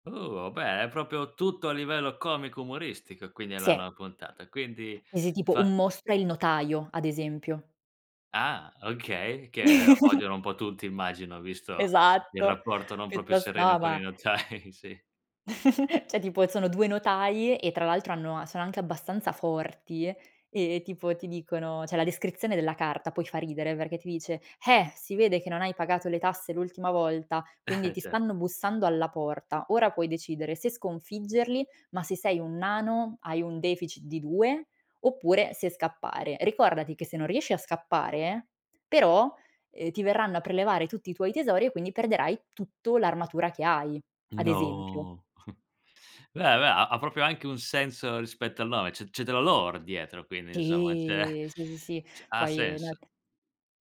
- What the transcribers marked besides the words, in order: "proprio" said as "propio"; "nuova" said as "noa"; other background noise; tapping; giggle; "proprio" said as "propio"; laughing while speaking: "notai"; chuckle; "Cioè" said as "ceh"; chuckle; stressed: "tutto"; drawn out: "No"; chuckle; "proprio" said as "propio"; in English: "lore"; drawn out: "Sì"
- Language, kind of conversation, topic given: Italian, podcast, Qual è il tuo gioco preferito per rilassarti, e perché?